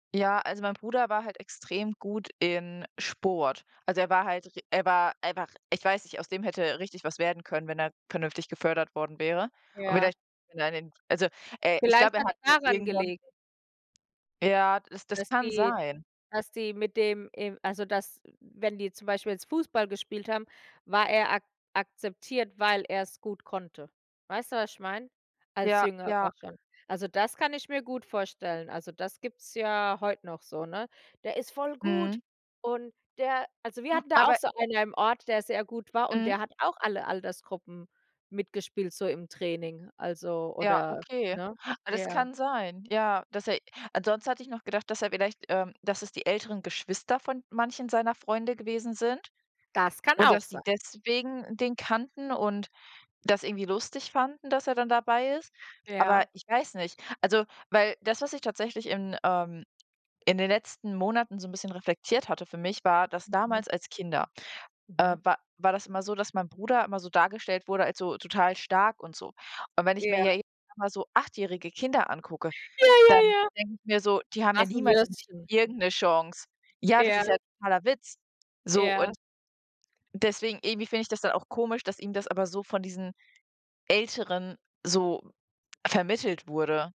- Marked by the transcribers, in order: put-on voice: "Der ist voll gut! Und der"; other background noise; joyful: "Ja ja ja"
- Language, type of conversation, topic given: German, unstructured, Hast du schon einmal eine ungewöhnliche Begegnung in deiner Nachbarschaft erlebt?